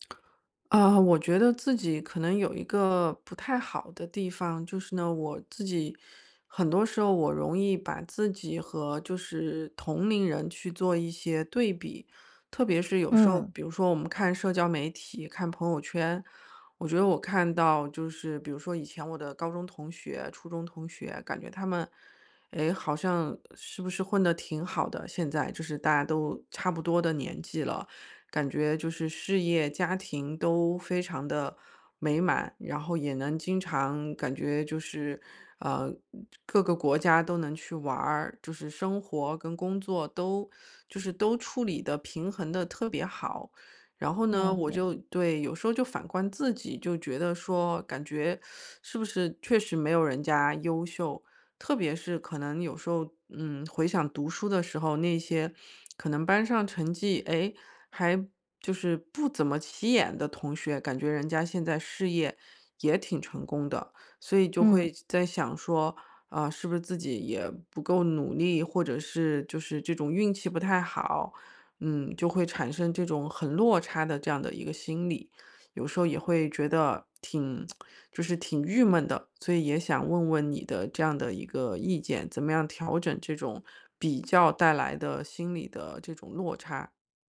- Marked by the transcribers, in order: other background noise; teeth sucking; lip smack
- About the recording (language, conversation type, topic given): Chinese, advice, 我总是和别人比较，压力很大，该如何为自己定义成功？